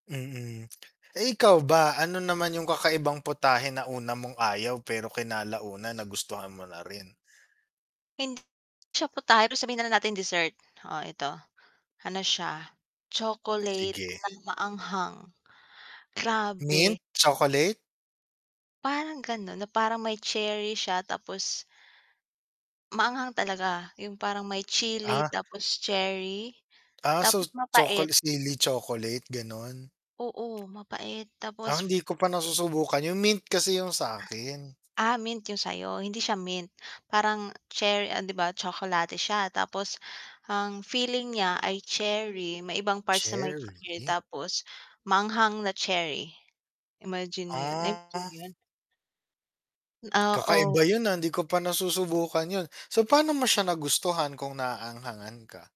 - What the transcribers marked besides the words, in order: tongue click; other background noise; distorted speech; static; alarm
- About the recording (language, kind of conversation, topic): Filipino, unstructured, Paano mo tinatanggap ang mga bagong luto na may kakaibang lasa?